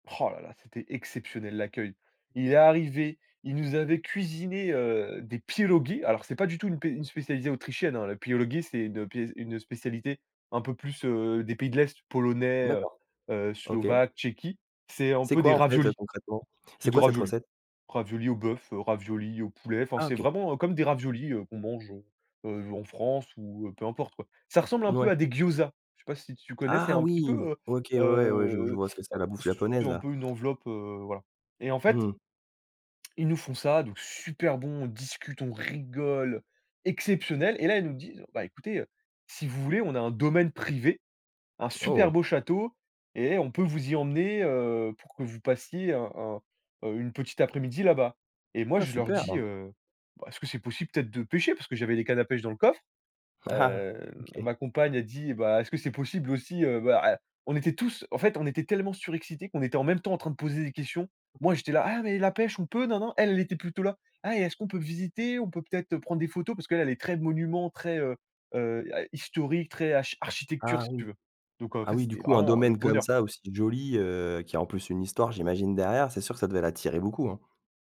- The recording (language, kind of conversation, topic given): French, podcast, As-tu déjà pris une décision sur un coup de tête qui t’a mené loin ?
- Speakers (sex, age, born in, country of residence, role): male, 20-24, France, France, guest; male, 40-44, France, France, host
- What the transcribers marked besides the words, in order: put-on voice: "pierogis"; put-on voice: "pierogis"; stressed: "raviolis"; stressed: "gyozas"; stressed: "rigole"; chuckle